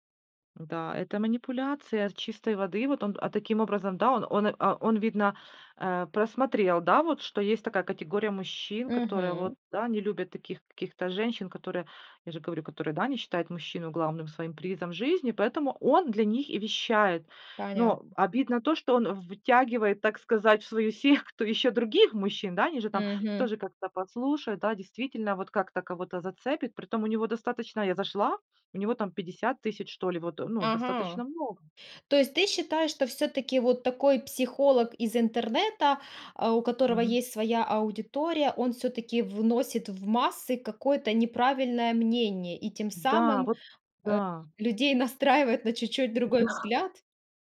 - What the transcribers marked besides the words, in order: laughing while speaking: "секту"; other background noise
- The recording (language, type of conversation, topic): Russian, podcast, Как не утонуть в чужих мнениях в соцсетях?